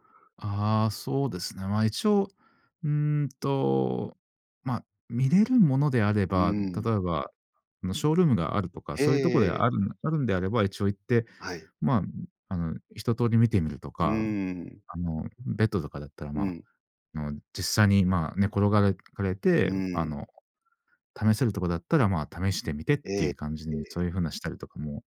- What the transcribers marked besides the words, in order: none
- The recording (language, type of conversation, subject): Japanese, podcast, ミニマルと見せかけのシンプルの違いは何ですか？